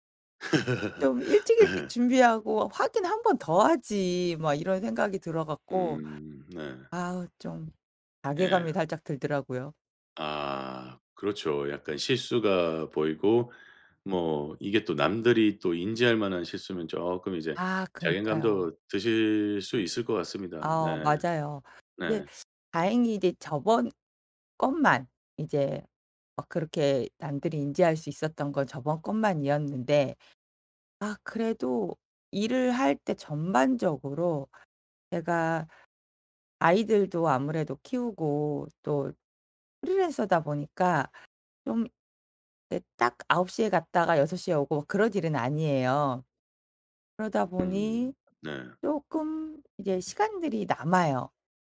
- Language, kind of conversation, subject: Korean, advice, 왜 계속 산만해서 중요한 일에 집중하지 못하나요?
- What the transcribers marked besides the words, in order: laugh; laughing while speaking: "예"; other background noise; "자괴감도" said as "자갱감도"; teeth sucking; tapping